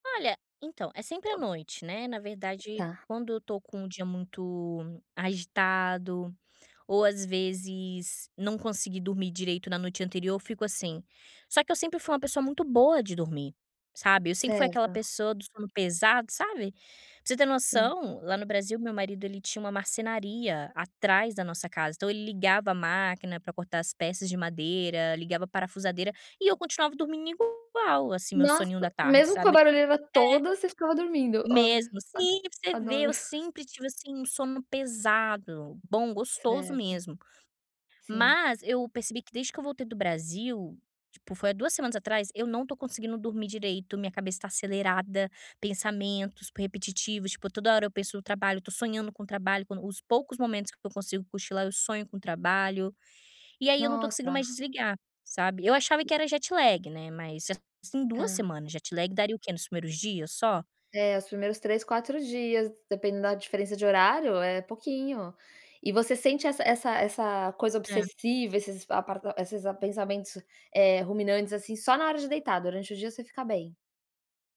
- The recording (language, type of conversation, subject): Portuguese, advice, Quais pensamentos repetitivos ou ruminações estão impedindo você de dormir?
- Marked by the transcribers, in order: other background noise; tapping; in English: "jet lag"; in English: "jet lag"